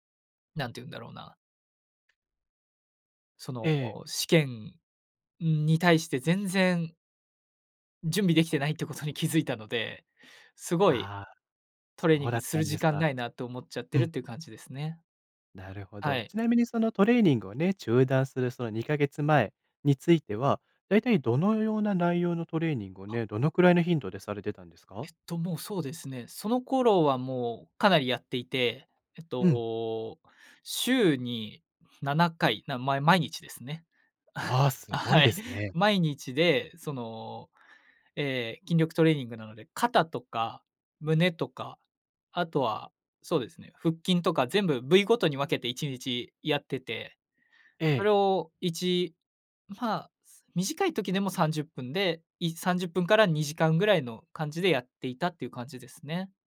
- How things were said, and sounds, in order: chuckle
- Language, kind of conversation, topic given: Japanese, advice, トレーニングへのモチベーションが下がっているのですが、どうすれば取り戻せますか?